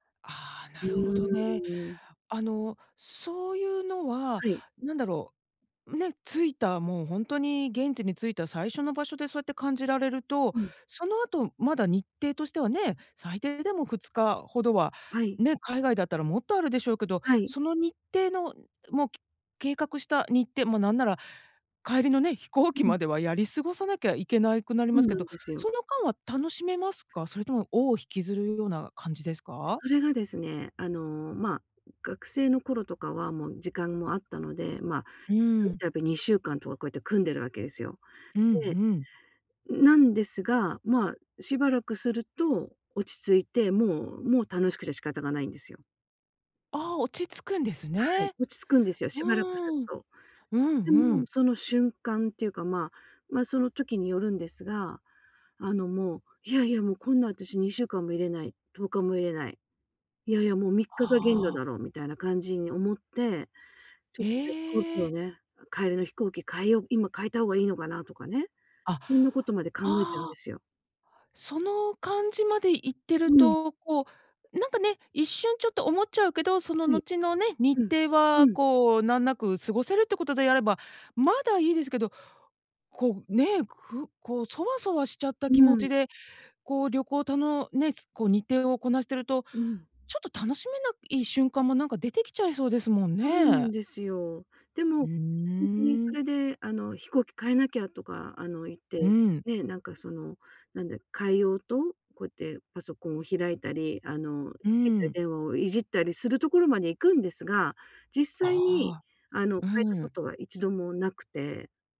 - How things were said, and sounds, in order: other background noise
- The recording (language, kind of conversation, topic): Japanese, advice, 知らない場所で不安を感じたとき、どうすれば落ち着けますか？